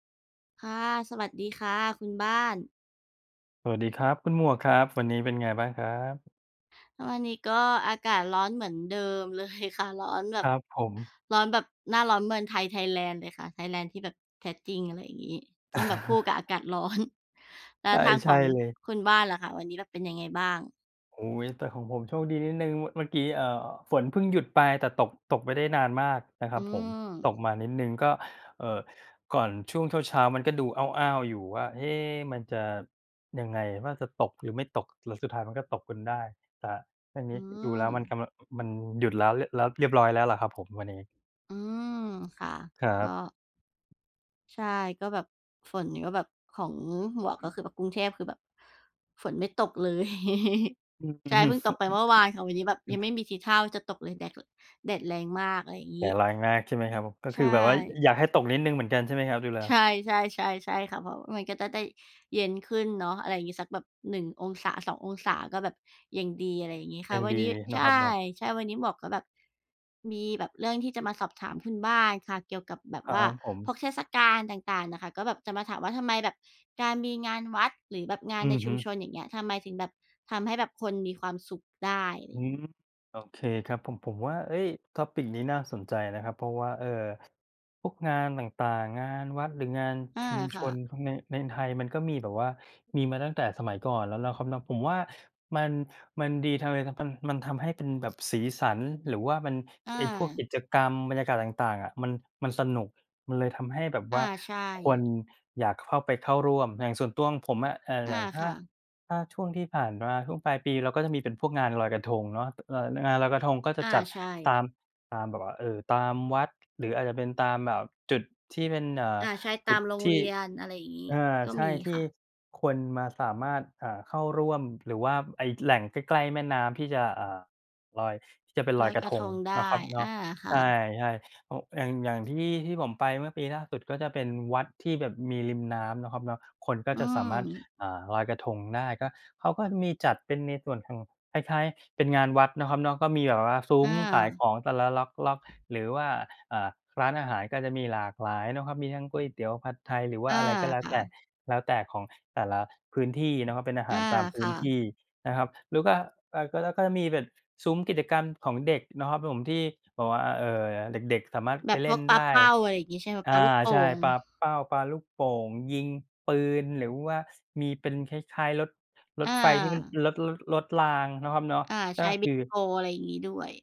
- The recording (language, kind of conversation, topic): Thai, unstructured, ทำไมการมีงานวัดหรืองานชุมชนถึงทำให้คนมีความสุข?
- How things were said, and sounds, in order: laughing while speaking: "เลย"; chuckle; laughing while speaking: "ร้อน"; chuckle; in English: "Topic"; unintelligible speech; tapping